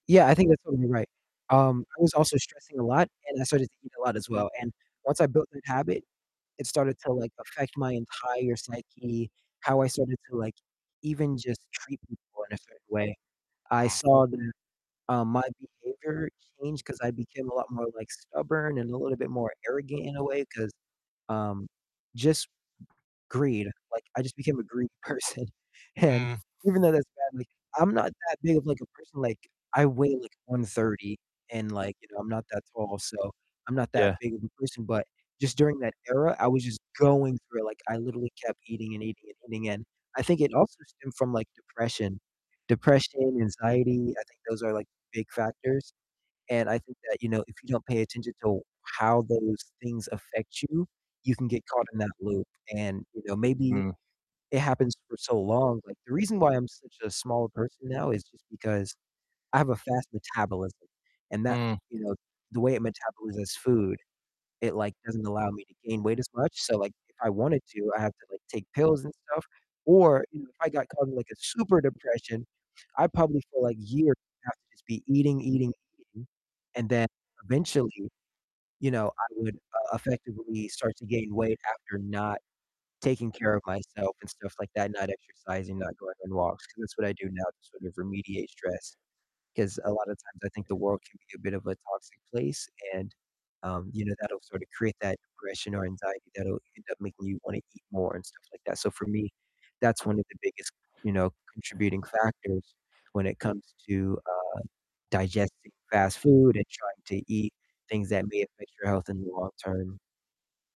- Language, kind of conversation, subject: English, unstructured, What’s your opinion on fast food’s impact on health?
- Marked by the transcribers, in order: distorted speech; other background noise; tapping; laughing while speaking: "person, and"; static; stressed: "going"